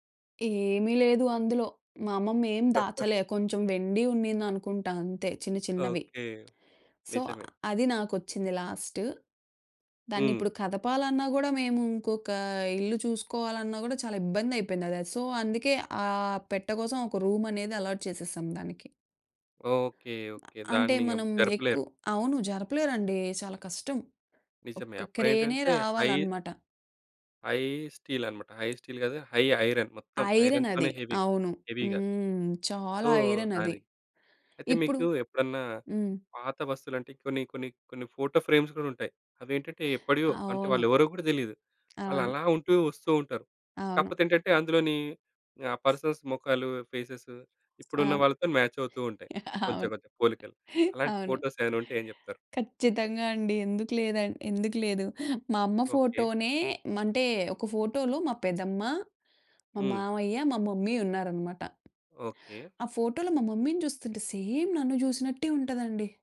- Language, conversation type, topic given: Telugu, podcast, మీ ఇంట్లో ఉన్న ఏదైనా వస్తువు మీ వంశం గత కథను చెబుతుందా?
- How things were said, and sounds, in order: chuckle; tapping; in English: "సో"; in English: "సో"; drawn out: "ఆ"; in English: "రూమ్"; in English: "అలాట్"; other noise; in English: "హై స్టీల్"; in English: "హై స్టీల్"; in English: "హై ఐరన్"; in English: "ఐరన్"; in English: "ఐరన్‌తోనే హెవీ హెవీ‌గా. సో"; in English: "ఐరన్"; in English: "ఫ్రేమ్స్"; other background noise; in English: "పర్సన్స్"; in English: "ఫేసెస్"; in English: "మ్యాచ్"; laughing while speaking: "అవును"; in English: "ఫోటోస్"; in English: "మమ్మీ"; in English: "మమ్మీ‌ని"; in English: "సేమ్"